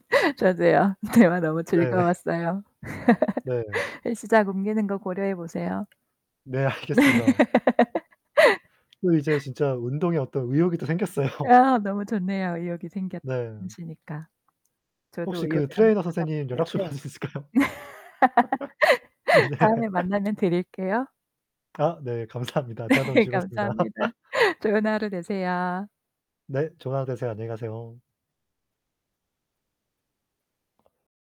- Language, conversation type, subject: Korean, unstructured, 운동할 때 친구와 함께하면 좋은 이유는 무엇인가요?
- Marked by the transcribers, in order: laugh; laughing while speaking: "대화"; laughing while speaking: "네"; distorted speech; laugh; laughing while speaking: "알겠습니다"; laugh; tapping; laugh; laughing while speaking: "더 생겼어요"; other background noise; laughing while speaking: "받을 수 있을까요? 네"; laugh; laughing while speaking: "감사합니다. 대화 너무 즐거웠습니다"; laughing while speaking: "네 감사합니다"; laugh